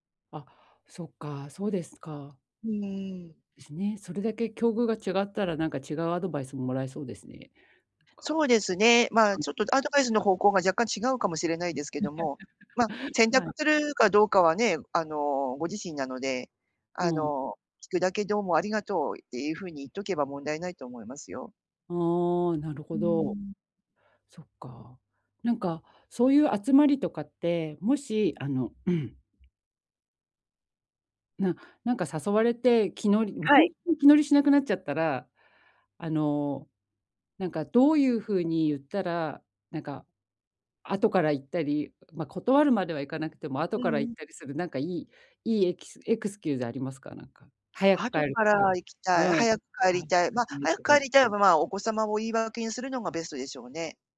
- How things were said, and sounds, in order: laugh; tapping; other background noise; in English: "エクスキューズ"
- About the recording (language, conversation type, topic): Japanese, advice, 友人の集まりで孤立しないためにはどうすればいいですか？